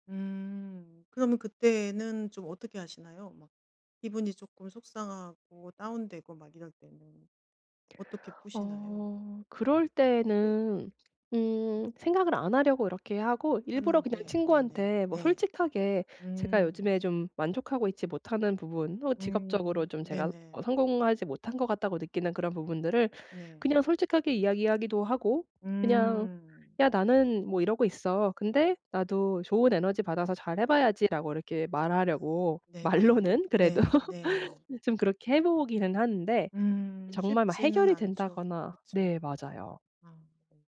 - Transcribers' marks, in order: tapping; other background noise; laughing while speaking: "말로는 그래도"
- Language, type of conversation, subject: Korean, advice, 성공한 친구를 보면 제 가치가 떨어진다고 느끼는데, 어떻게 하면 좋을까요?